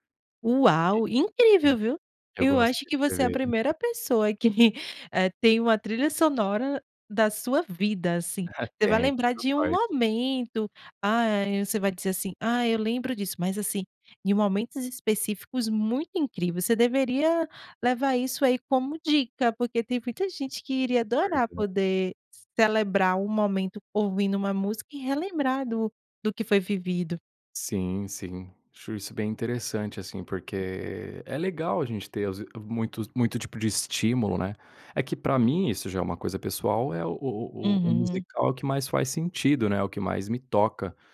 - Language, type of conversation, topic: Portuguese, podcast, Que banda ou estilo musical marcou a sua infância?
- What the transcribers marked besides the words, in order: chuckle; giggle; tapping